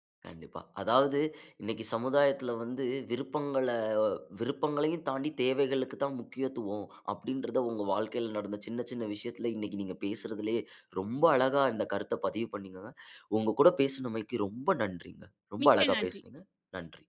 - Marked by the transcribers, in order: none
- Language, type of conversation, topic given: Tamil, podcast, தேவைகளையும் விருப்பங்களையும் சமநிலைப்படுத்தும்போது, நீங்கள் எதை முதலில் நிறைவேற்றுகிறீர்கள்?